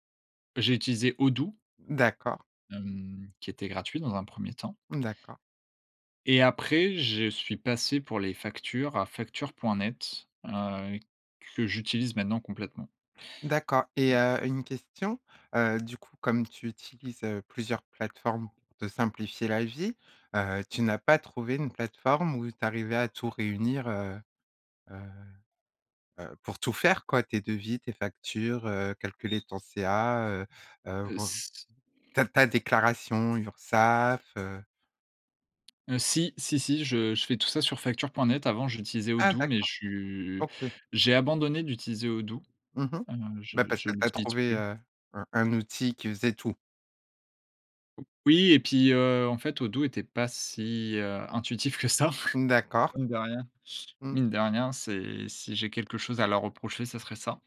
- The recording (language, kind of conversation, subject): French, podcast, Comment trouves-tu l’équilibre entre le travail et la vie personnelle ?
- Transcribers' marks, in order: other background noise